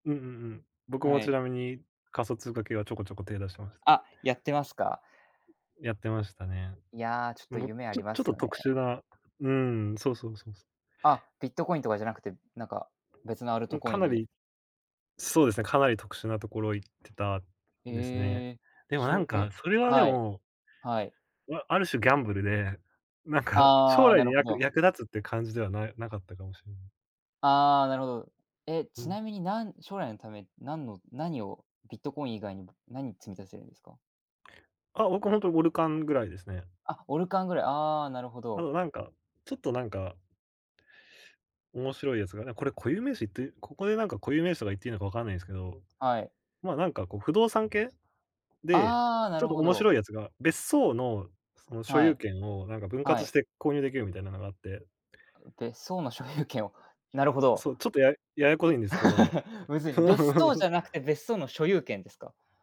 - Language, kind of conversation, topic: Japanese, unstructured, 将来のために今できることは何ですか？
- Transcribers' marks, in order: other background noise; laugh; chuckle